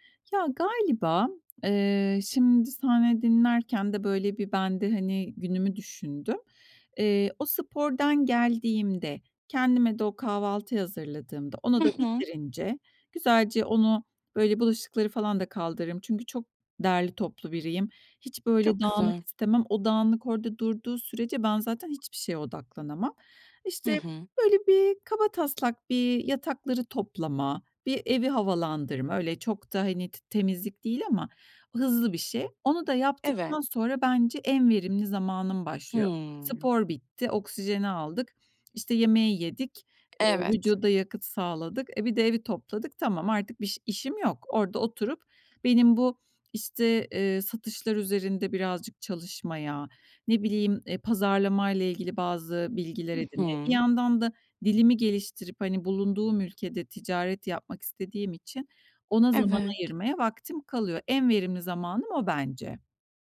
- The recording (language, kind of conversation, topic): Turkish, advice, İş ile yaratıcılık arasında denge kurmakta neden zorlanıyorum?
- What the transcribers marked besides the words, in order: tapping; other background noise